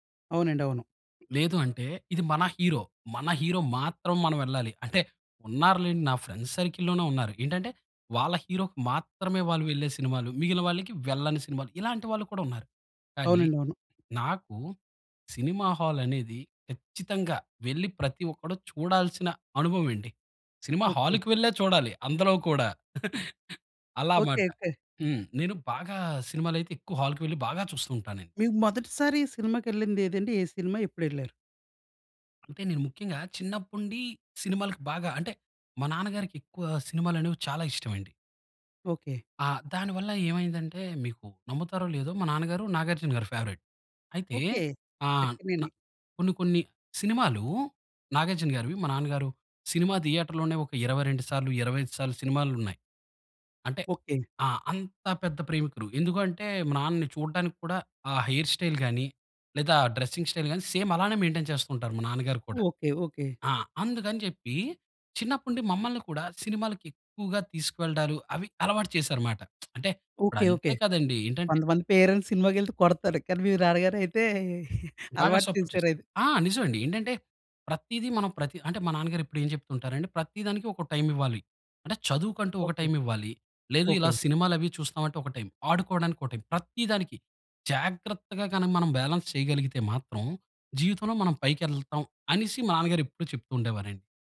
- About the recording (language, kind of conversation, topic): Telugu, podcast, సినిమా హాల్‌కు వెళ్లిన అనుభవం మిమ్మల్ని ఎలా మార్చింది?
- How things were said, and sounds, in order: in English: "హీరో"; in English: "హీరో"; in English: "ఫ్రెండ్స్ సర్కిల్లోనే"; in English: "హీరోకి"; chuckle; in English: "హాల్‌కి"; other background noise; in English: "ఫేవరైట్"; in English: "థియేటర్‌లోనే"; in English: "హెయిర్ స్టైల్"; in English: "డ్రెస్సింగ్ స్టైల్"; in English: "సేమ్"; in English: "మెయిన్‌టేన్"; lip smack; in English: "పేరెంట్స్"; chuckle; in English: "సపోర్ట్"; in English: "బాలన్స్"